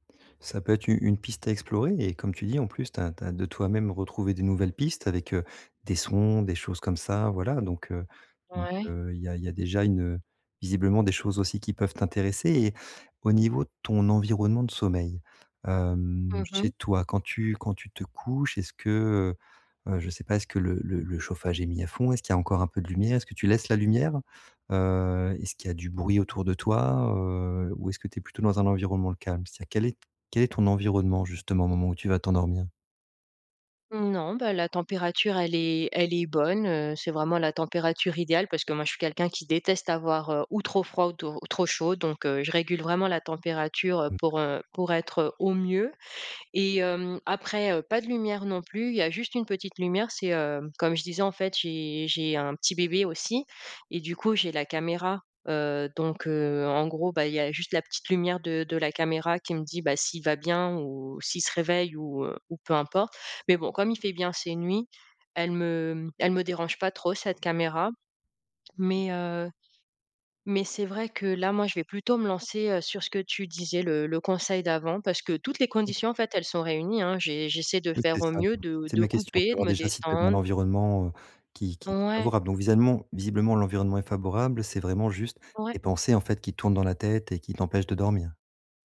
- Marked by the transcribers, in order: tapping; "viselement" said as "visuellement"
- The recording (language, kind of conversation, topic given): French, advice, Comment puis-je mieux me détendre avant de me coucher ?